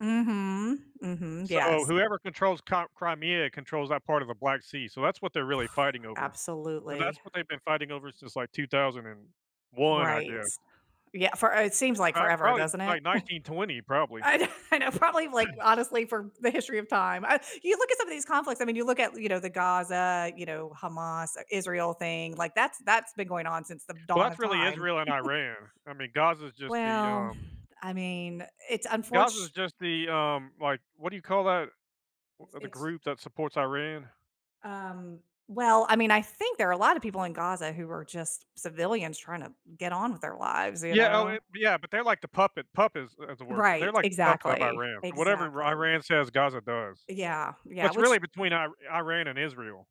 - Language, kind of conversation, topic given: English, unstructured, What recent news story worried you?
- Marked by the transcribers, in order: blowing; scoff; laughing while speaking: "I kno I know. Probably"; throat clearing; chuckle; sigh